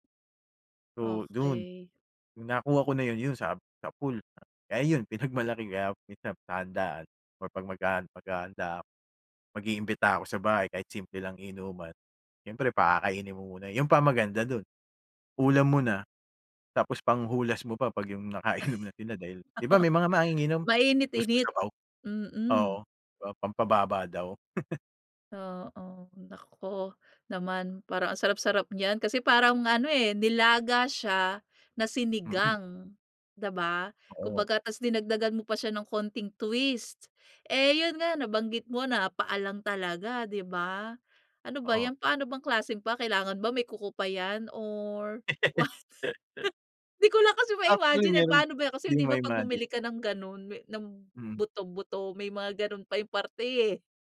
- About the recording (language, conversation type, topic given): Filipino, podcast, May mga pagkaing natutunan mong laging lutuin para sa pamilya sa bahay ninyo?
- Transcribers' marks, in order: laughing while speaking: "pinagmalaki"; unintelligible speech; laugh; laughing while speaking: "nakainom"; chuckle; gasp; laughing while speaking: "what? Di ko lang kasi ma-imagine eh"